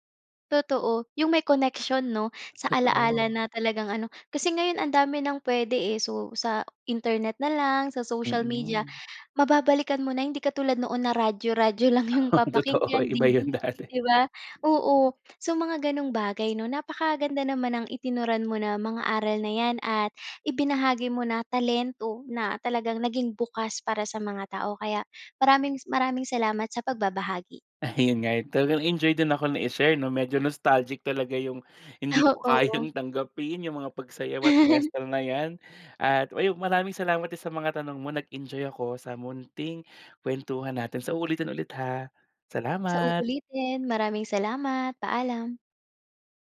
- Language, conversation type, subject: Filipino, podcast, May kanta ka bang may koneksyon sa isang mahalagang alaala?
- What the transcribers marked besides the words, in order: laughing while speaking: "Oh, totoo ay iba yun dati"; laughing while speaking: "lang yung"; other background noise; in English: "nostalgic"; gasp; chuckle; gasp